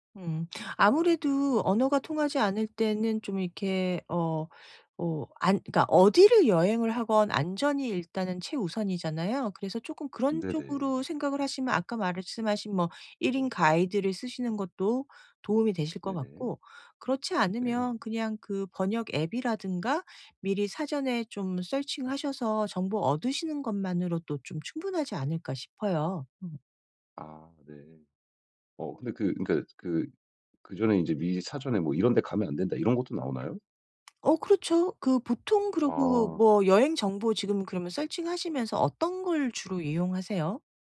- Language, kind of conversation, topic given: Korean, advice, 여행 중 언어 장벽을 어떻게 극복해 더 잘 의사소통할 수 있을까요?
- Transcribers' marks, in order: other background noise; tapping